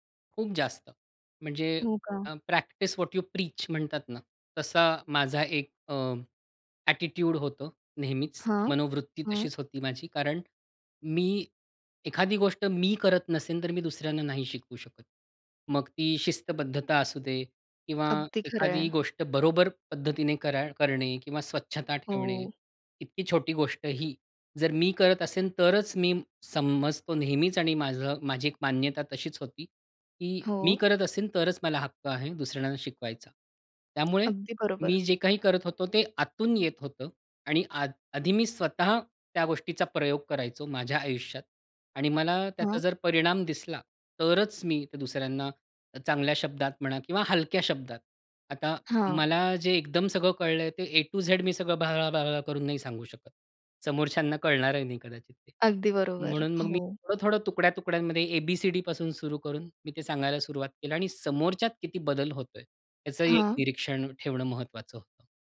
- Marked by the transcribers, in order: tapping; in English: "प्रॅक्टिस व्हॉट यू प्रीच"; in English: "ॲटिट्यूड"; horn; other background noise; in English: "ऐ टु झेड"; laughing while speaking: "कळणारही"
- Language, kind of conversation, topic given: Marathi, podcast, या उपक्रमामुळे तुमच्या आयुष्यात नेमका काय बदल झाला?